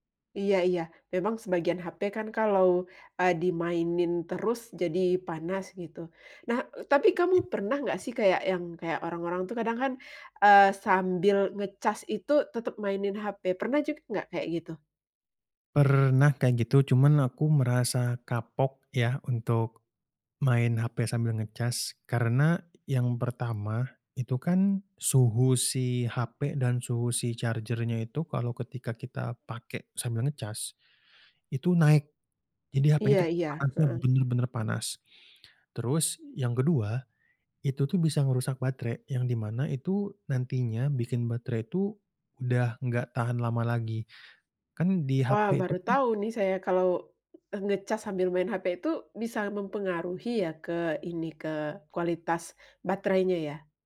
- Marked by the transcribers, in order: unintelligible speech; in English: "charger-nya"; tapping; other background noise
- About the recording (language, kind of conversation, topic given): Indonesian, podcast, Bagaimana kebiasaanmu menggunakan ponsel pintar sehari-hari?